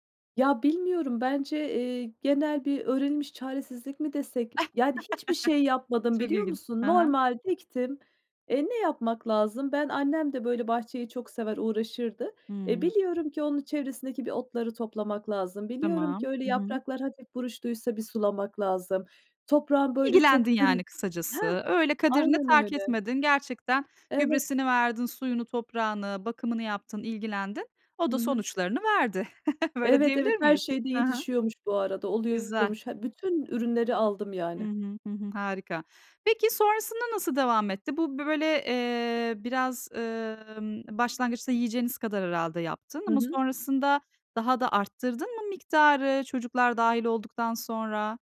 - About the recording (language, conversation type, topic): Turkish, podcast, Bir bahçeyle ilgilenmek sana hangi sorumlulukları öğretti?
- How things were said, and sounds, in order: tapping; chuckle; chuckle